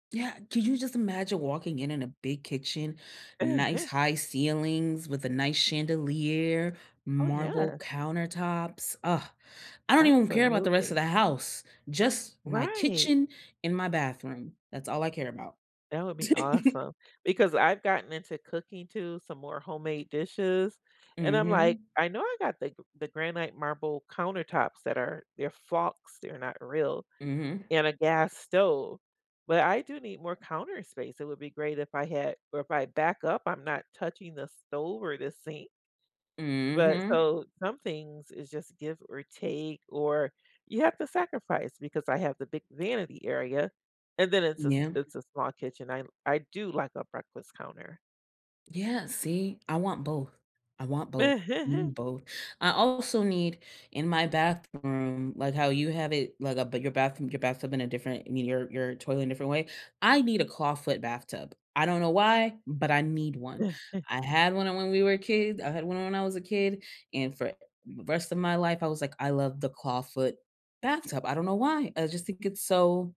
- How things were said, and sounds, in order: laugh; tapping; giggle; laugh; chuckle; other background noise
- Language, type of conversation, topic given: English, unstructured, What is your favorite way to treat yourself without overspending?